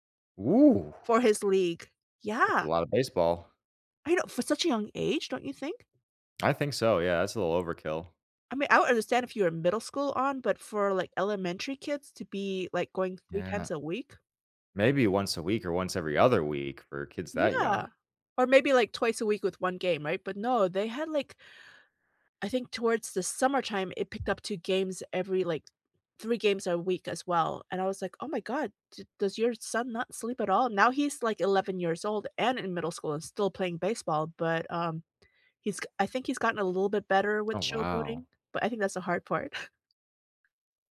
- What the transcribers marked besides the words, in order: scoff; tapping
- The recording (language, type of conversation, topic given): English, unstructured, How can I use school sports to build stronger friendships?